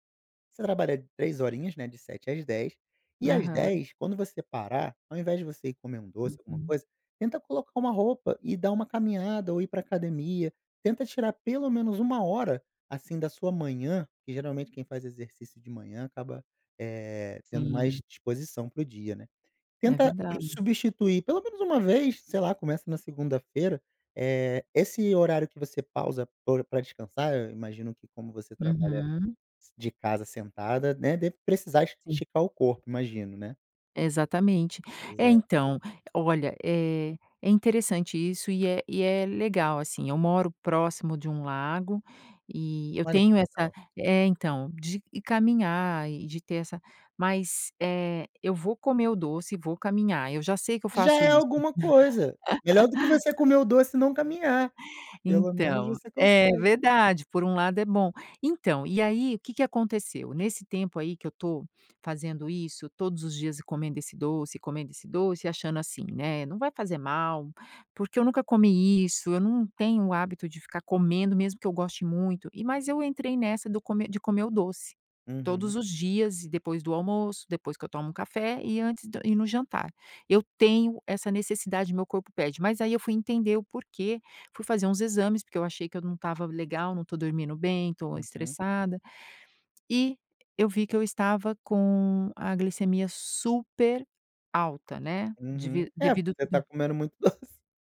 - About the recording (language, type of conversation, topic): Portuguese, advice, Como posso lidar com recaídas frequentes em hábitos que quero mudar?
- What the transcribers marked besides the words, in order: tapping; other background noise; laugh